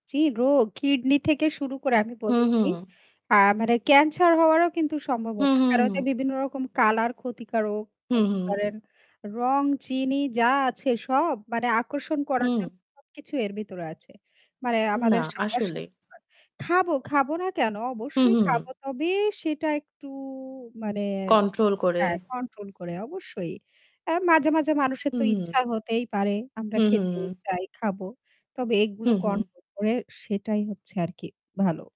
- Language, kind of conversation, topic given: Bengali, unstructured, আপনি কি মনে করেন দ্রুত খাবার আমাদের স্বাস্থ্যের জন্য কতটা ক্ষতিকর?
- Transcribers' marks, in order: static; distorted speech; in English: "control"; in English: "control"